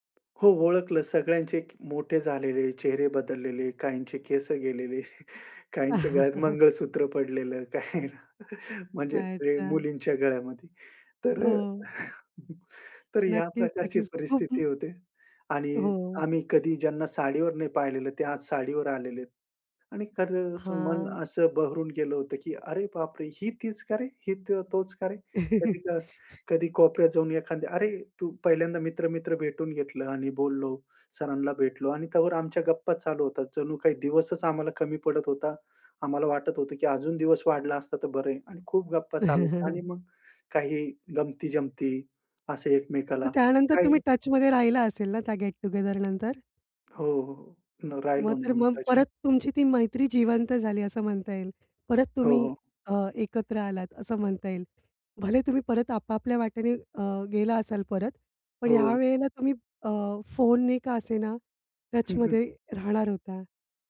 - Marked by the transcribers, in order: tapping; chuckle; laughing while speaking: "काही"; chuckle; chuckle; in English: "टचमध्ये"; in English: "गेट-टुगेदरनंतर?"; in English: "टचमध्ये"; in English: "टचमध्ये"
- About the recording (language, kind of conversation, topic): Marathi, podcast, जुनी मैत्री पुन्हा नव्याने कशी जिवंत कराल?